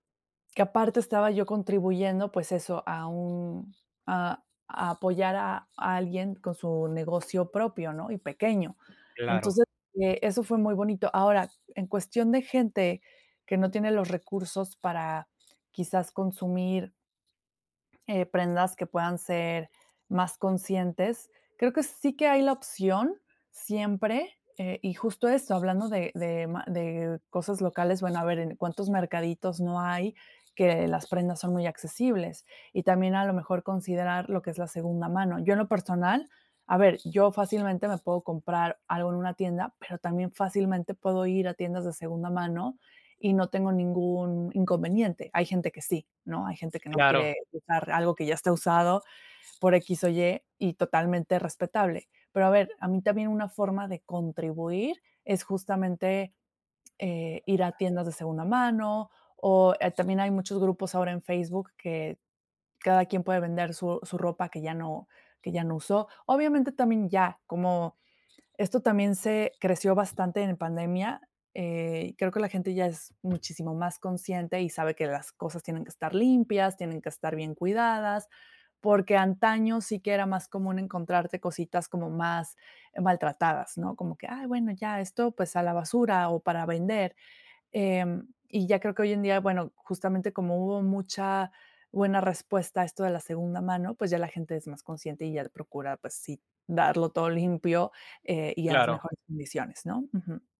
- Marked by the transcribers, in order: other background noise; other noise; tapping
- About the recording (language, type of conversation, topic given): Spanish, podcast, Oye, ¿qué opinas del consumo responsable en la moda?